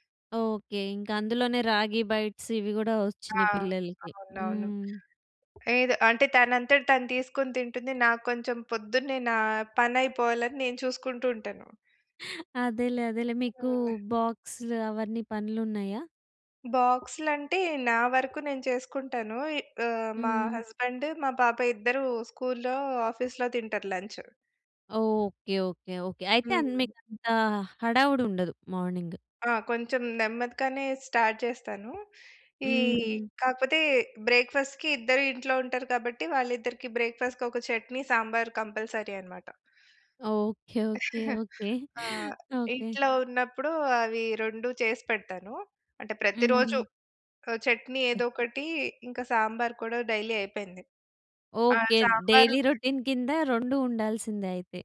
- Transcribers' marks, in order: in English: "బైట్స్"; chuckle; in English: "హస్బెండ్"; in English: "స్కూల్‌లో, ఆఫీస్‌లో"; in English: "లంచ్"; in English: "మార్నింగ్"; in English: "స్టార్ట్"; in English: "బ్రేక్ఫాస్ట్‌కి"; other background noise; in English: "బ్రేక్ఫాస్ట్‌కి"; in English: "కంపల్సరీ"; chuckle; in English: "డైలీ"; in English: "డైలీ రొటీన్"
- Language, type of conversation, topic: Telugu, podcast, మీ ఉదయపు దినచర్య ఎలా ఉంటుంది, సాధారణంగా ఏమేమి చేస్తారు?